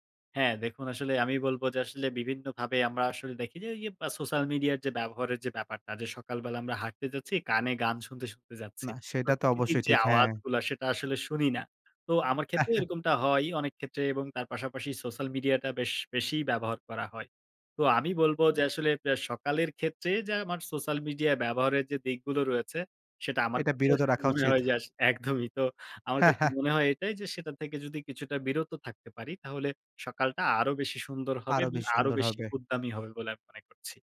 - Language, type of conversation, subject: Bengali, podcast, আপনাদের পরিবারের সকালের রুটিন কেমন চলে?
- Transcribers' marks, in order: chuckle; chuckle